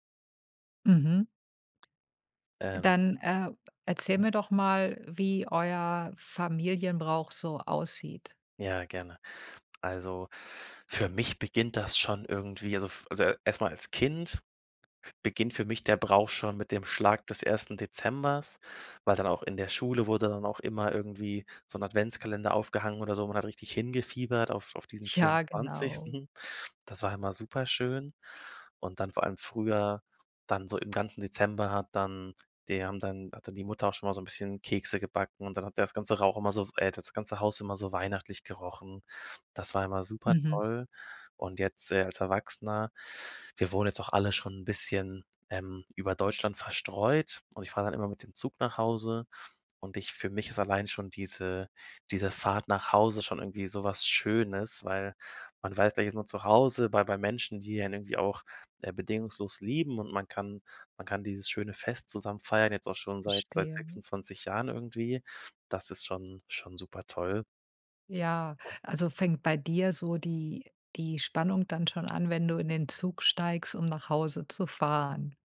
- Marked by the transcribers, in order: other background noise; laughing while speaking: "Vierundzwanzigsten"
- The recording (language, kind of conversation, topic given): German, podcast, Welche Geschichte steckt hinter einem Familienbrauch?